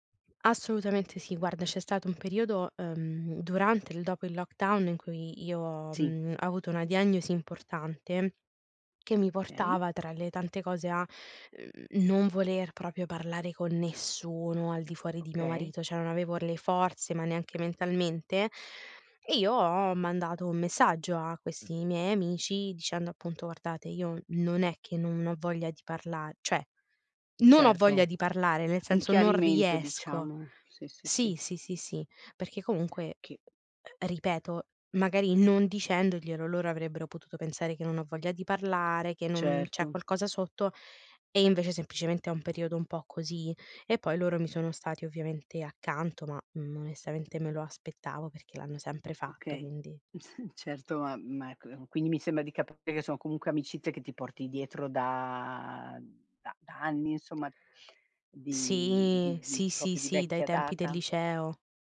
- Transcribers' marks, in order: other background noise; "Okay" said as "kay"; "proprio" said as "propio"; "cioè" said as "ceh"; "cioè" said as "ceh"; tapping; snort; drawn out: "Sì"; "proprio" said as "propio"
- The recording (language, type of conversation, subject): Italian, podcast, Come fai a mantenere le amicizie nel tempo?